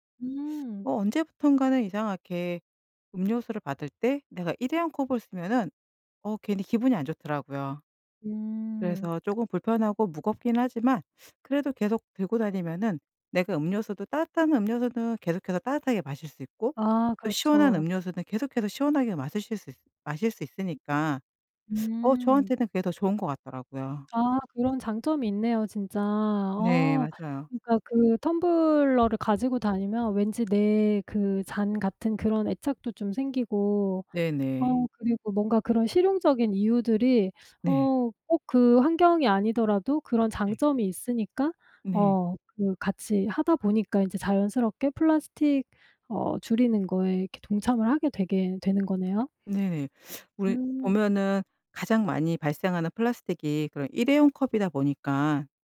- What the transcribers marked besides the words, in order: teeth sucking; tapping; background speech; teeth sucking; teeth sucking
- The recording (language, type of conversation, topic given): Korean, podcast, 플라스틱 사용을 현실적으로 줄일 수 있는 방법은 무엇인가요?